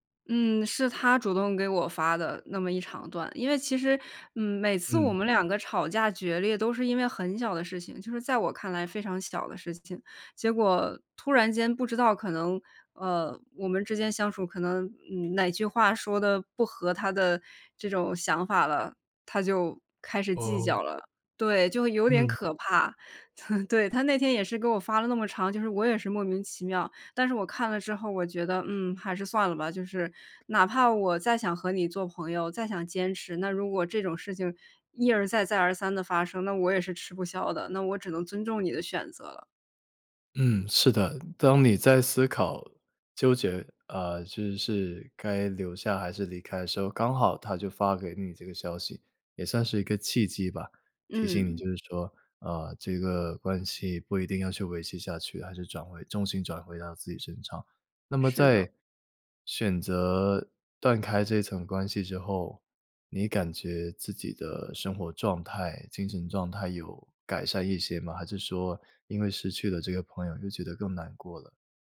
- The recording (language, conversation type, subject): Chinese, podcast, 你如何决定是留下还是离开一段关系？
- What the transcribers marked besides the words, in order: chuckle